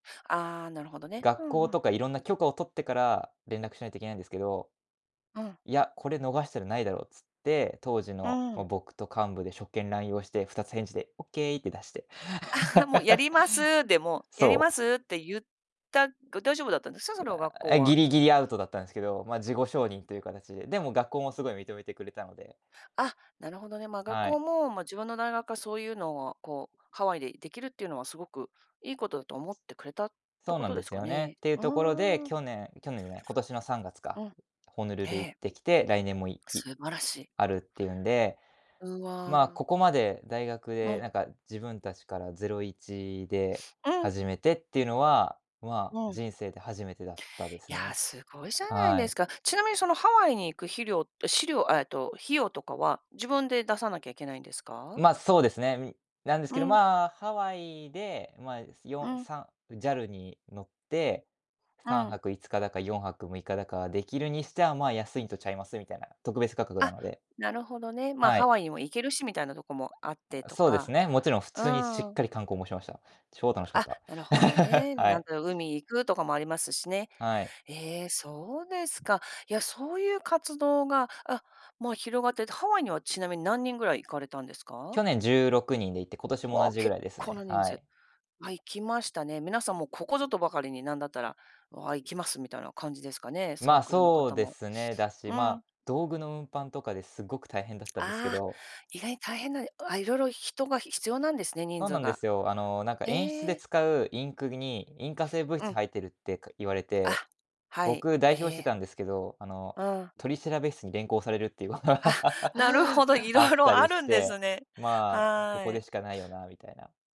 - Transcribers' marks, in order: laughing while speaking: "ああ"; giggle; tapping; other noise; giggle; lip smack; laugh; laughing while speaking: "色々あるんですね"
- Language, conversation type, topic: Japanese, podcast, その情熱プロジェクトを始めたきっかけは何でしたか？